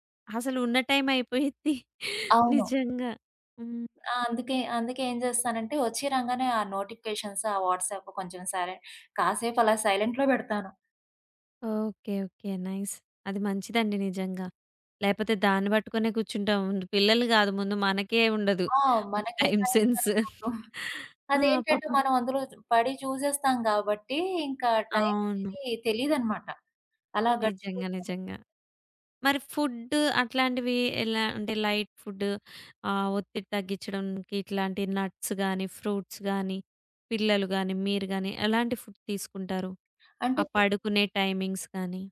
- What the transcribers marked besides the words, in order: chuckle; other background noise; in English: "నోటిఫికేషన్స్"; in English: "వాట్సాప్"; in English: "సైలెంట్"; in English: "సైలెంట్‌లో"; in English: "నైస్"; giggle; in English: "లైట్"; in English: "నట్స్"; in English: "ఫ్రూట్స్"; in English: "ఫుడ్"; in English: "టైమింగ్స్"
- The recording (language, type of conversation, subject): Telugu, podcast, పని, వ్యక్తిగత జీవితం మధ్య సరిహద్దులు పెట్టుకోవడం మీకు ఎలా సులభమైంది?